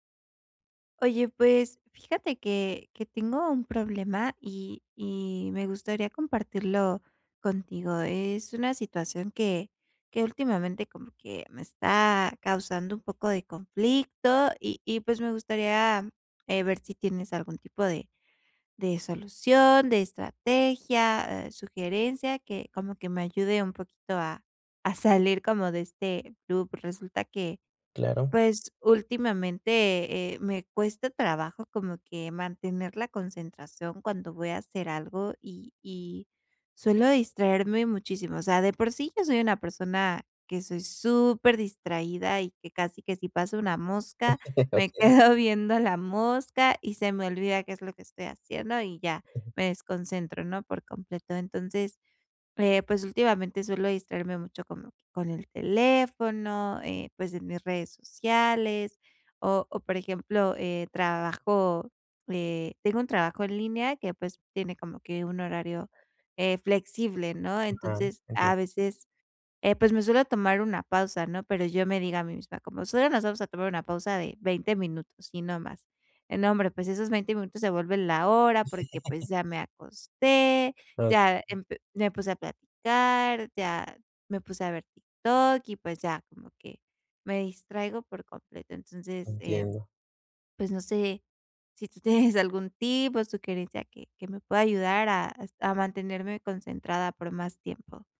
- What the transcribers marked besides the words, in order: laughing while speaking: "me quedo"; laugh; laughing while speaking: "Okey"; giggle; laugh
- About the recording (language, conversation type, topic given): Spanish, advice, ¿Cómo puedo reducir las distracciones y mantener la concentración por más tiempo?